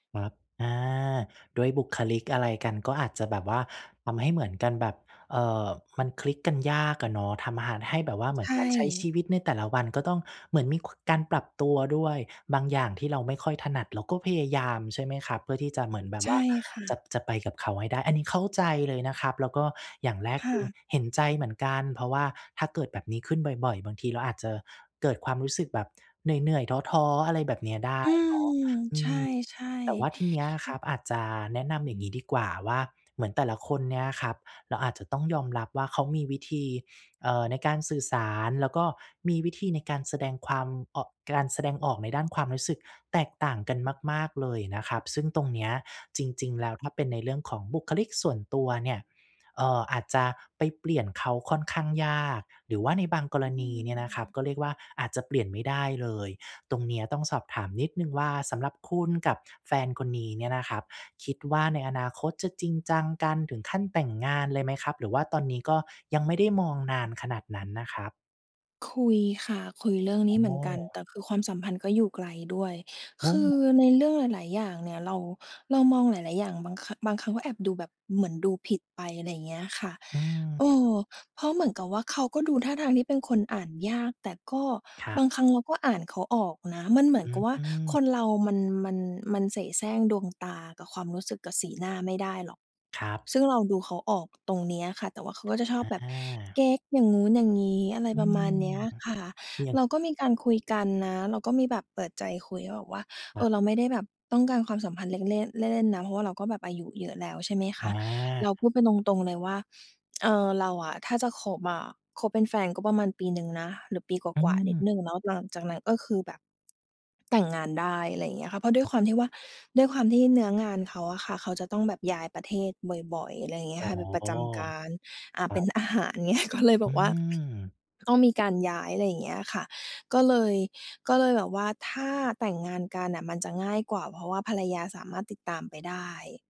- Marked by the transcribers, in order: lip smack; laughing while speaking: "เงี้ย"
- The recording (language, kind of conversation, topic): Thai, advice, ฉันควรสื่อสารกับแฟนอย่างไรเมื่อมีความขัดแย้งเพื่อแก้ไขอย่างสร้างสรรค์?